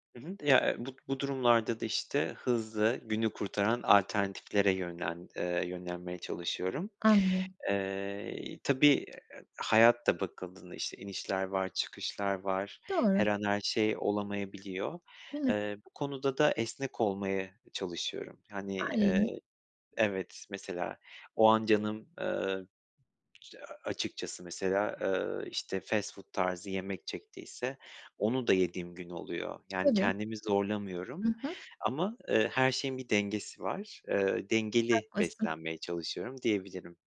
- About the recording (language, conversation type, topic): Turkish, podcast, Günlük alışkanlıkların uzun vadeli hedeflerine nasıl hizmet ediyor, somut bir örnek verebilir misin?
- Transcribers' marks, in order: tapping; unintelligible speech; bird; other background noise; unintelligible speech